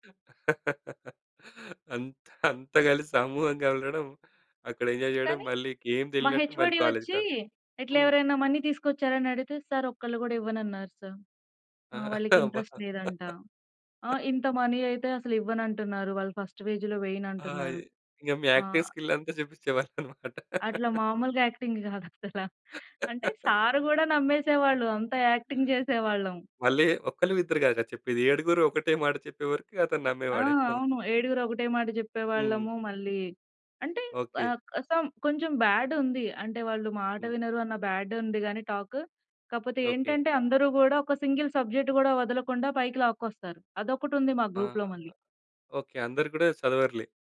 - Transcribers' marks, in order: laughing while speaking: "అంత్ అంతా కలిసి సమూహంగాళ్లడం"; in English: "ఎంజాయ్"; in English: "హెచ్‌ఓ‌డి"; in English: "మనీ"; laughing while speaking: "ఆ! అబ్బా!"; in English: "ఇంట్రెస్ట్"; in English: "మనీ"; in English: "ఫస్ట్ ఫేజ్‌లో"; laughing while speaking: "ఇగ మీ యాక్టింగ్ స్కిల్ అంతా చూపించేవాళ్ళు అన్నమాట"; in English: "యాక్టింగ్ స్కిల్"; in English: "యాక్టింగ్"; laughing while speaking: "కాదసలా"; laugh; in English: "యాక్టింగ్"; other background noise; in English: "సమ్"; in English: "బ్యాడ్"; in English: "బ్యాడ్"; in English: "టాక్"; in English: "సింగిల్ సబ్జెక్ట్"; in English: "గ్రూప్‌లో"
- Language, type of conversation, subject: Telugu, podcast, మీ జీవితంలో మీరు అత్యంత గర్వంగా అనిపించిన క్షణం ఏది?